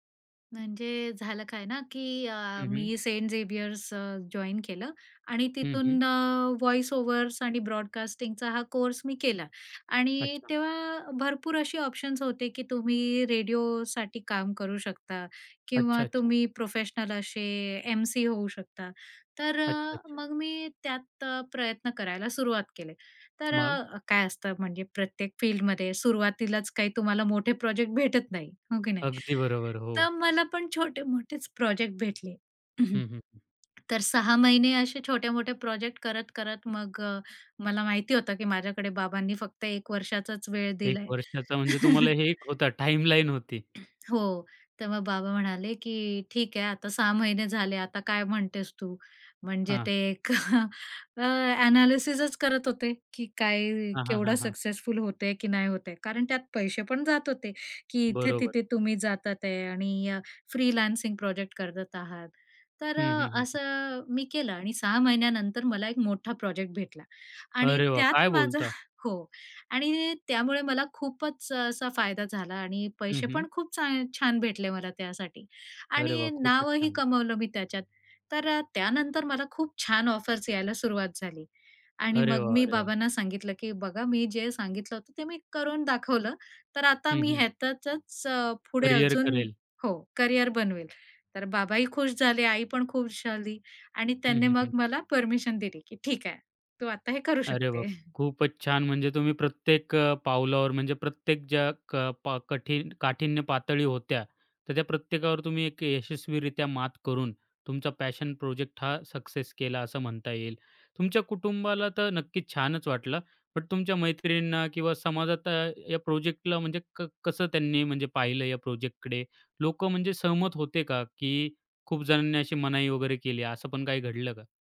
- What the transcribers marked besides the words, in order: in English: "वॉईस ओव्हर्स"; in English: "ब्रॉडकास्टिंगचा"; tapping; throat clearing; chuckle; throat clearing; chuckle; in English: "फ्रीलान्सिंग"; chuckle
- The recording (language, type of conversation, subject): Marathi, podcast, तुझा पॅशन प्रोजेक्ट कसा सुरू झाला?